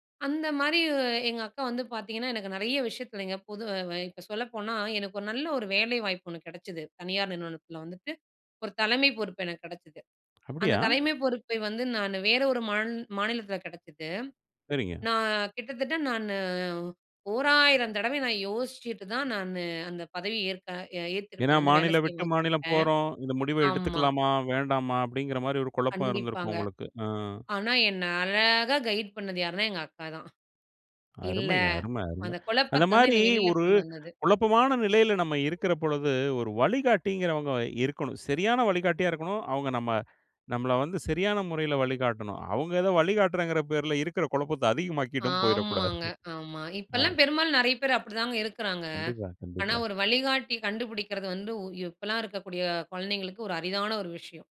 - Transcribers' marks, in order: surprised: "அப்டியா!"; in English: "கைட்"; drawn out: "ஆமாங்க"; chuckle
- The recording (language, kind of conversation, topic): Tamil, podcast, ஒரு நல்ல வழிகாட்டியை எப்படி தேடுவது?